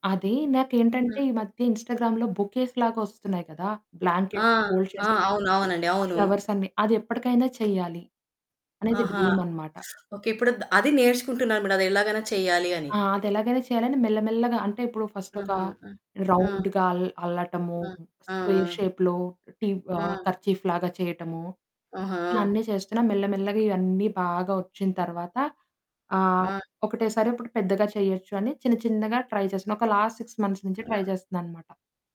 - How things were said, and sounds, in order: static; in English: "ఇన్‌స్టాగ్రామ్‌లో బొకేస్‌లాగా"; distorted speech; in English: "బ్లాంకెట్ హోల్డ్"; in English: "ఫ్లవర్స్"; teeth sucking; in English: "ఫస్ట్"; in English: "రౌండ్‌గా"; in English: "స్క్వేర్ షేప్‌లో"; in English: "కర్చీఫ్‌లాగా"; in English: "ట్రై"; in English: "లాస్ట్ సిక్స్ మంత్స్"; in English: "ట్రై"
- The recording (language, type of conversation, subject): Telugu, podcast, బడ్జెట్ కష్టాలున్నా మీ హాబీని కొనసాగించడానికి మీరు పాటించే చిట్కాలు ఏవి?